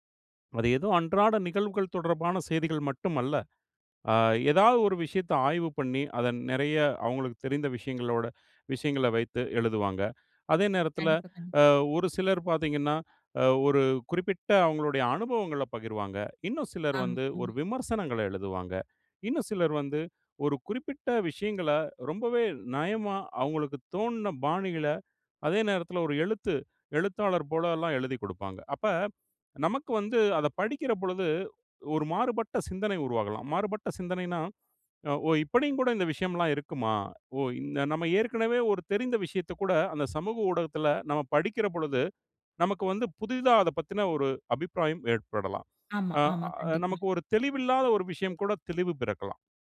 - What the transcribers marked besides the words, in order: none
- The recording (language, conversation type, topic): Tamil, podcast, சமூக ஊடகங்களில் பிரபலமாகும் கதைகள் நம் எண்ணங்களை எவ்வாறு பாதிக்கின்றன?